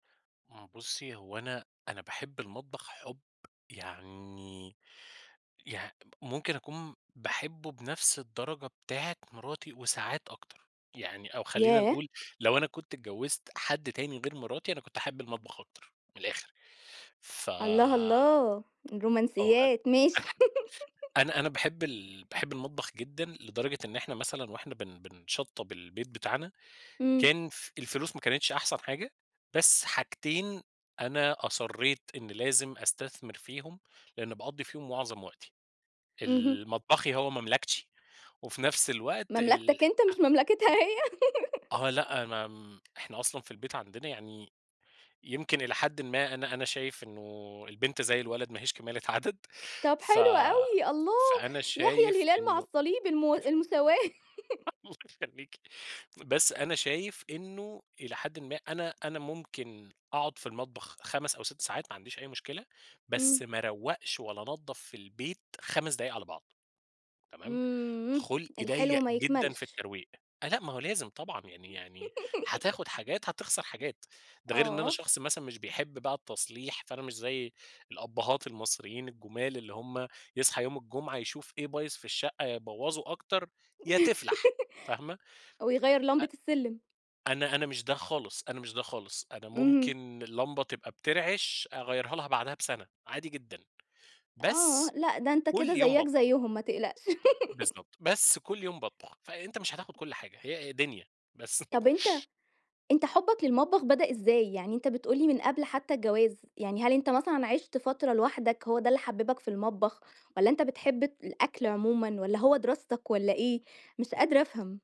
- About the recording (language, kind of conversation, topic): Arabic, podcast, إيه أكتر حاجة بتستمتع بيها وإنت بتطبخ أو بتخبز؟
- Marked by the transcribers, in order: chuckle; giggle; put-on voice: "مملكتي"; tapping; giggle; laughing while speaking: "عدد"; chuckle; unintelligible speech; giggle; giggle; chuckle; chuckle